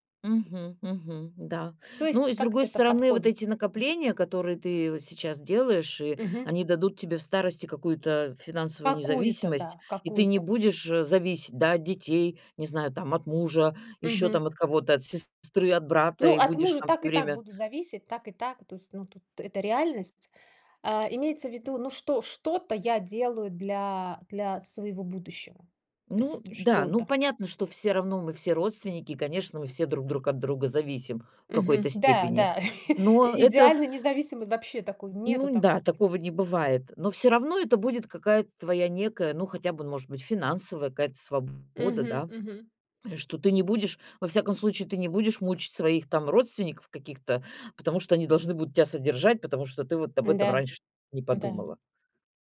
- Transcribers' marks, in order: tapping; other background noise; chuckle
- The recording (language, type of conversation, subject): Russian, podcast, Стоит ли сейчас ограничивать себя ради более комфортной пенсии?
- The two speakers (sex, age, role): female, 45-49, guest; female, 60-64, host